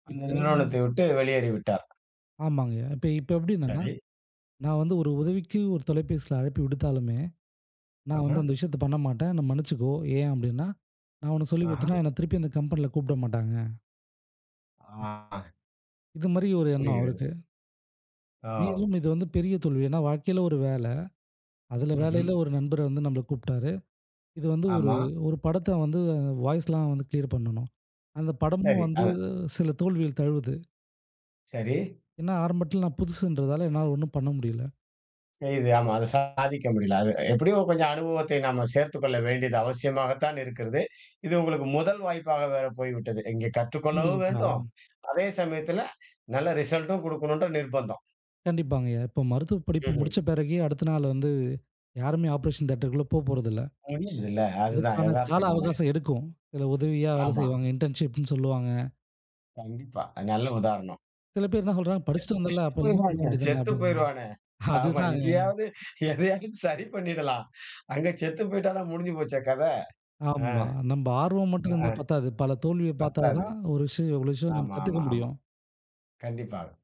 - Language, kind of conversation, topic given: Tamil, podcast, ஒரு பெரிய தோல்வியிலிருந்து நீங்கள் என்ன பாடங்கள் கற்றுக்கொண்டீர்கள்?
- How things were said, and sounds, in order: other noise; unintelligible speech; in English: "கிளியர்"; other background noise; drawn out: "கண்டிப்பாங்க"; in English: "ரிசல்டும்"; in English: "ஆப்ரேஷன்"; in English: "இன்டர்ன்ஷிப்ன்னு"; unintelligible speech; laughing while speaking: "செத்து போயிருவானே. ஆமா இங்கயாவது எதையாவது … ஆ, ஆஹ, பத்தாது"; chuckle